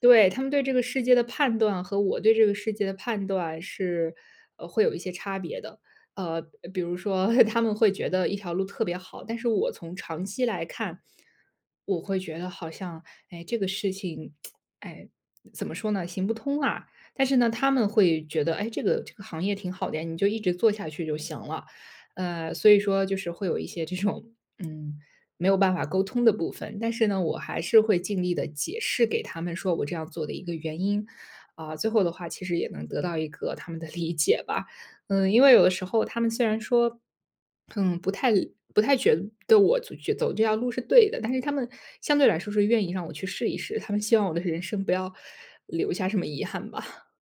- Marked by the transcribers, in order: chuckle; tsk; other background noise; laughing while speaking: "这种"; laughing while speaking: "理解吧"
- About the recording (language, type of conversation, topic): Chinese, podcast, 做决定前你会想五年后的自己吗？